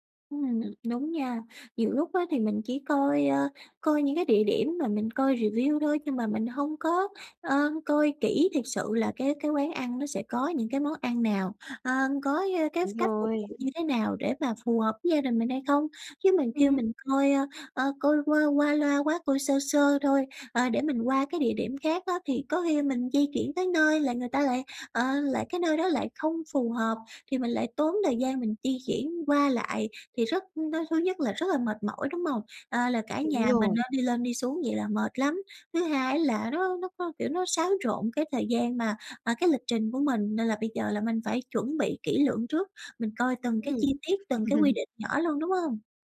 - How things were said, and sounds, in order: in English: "rì viu"; laugh
- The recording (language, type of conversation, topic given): Vietnamese, advice, Làm sao để bớt lo lắng khi đi du lịch xa?